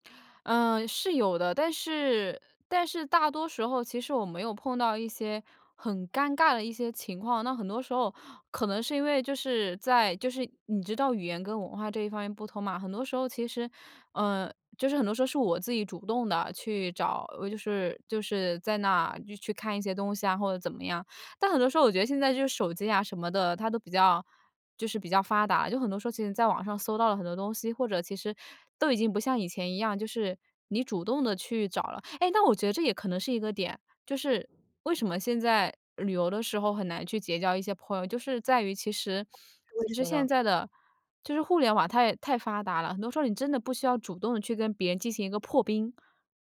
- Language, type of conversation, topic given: Chinese, podcast, 在旅途中你如何结交当地朋友？
- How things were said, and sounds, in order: other background noise